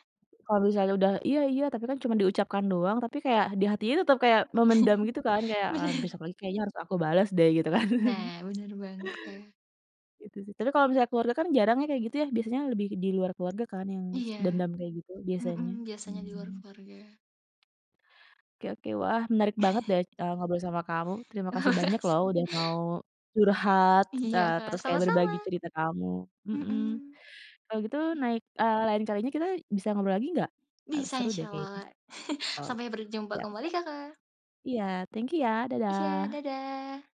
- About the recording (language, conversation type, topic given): Indonesian, podcast, Bagaimana caramu meminta maaf atau memaafkan dalam keluarga?
- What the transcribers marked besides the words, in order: tapping; other background noise; chuckle; laughing while speaking: "Bener"; other noise; chuckle; chuckle; laughing while speaking: "Ah, mas"; background speech; chuckle; chuckle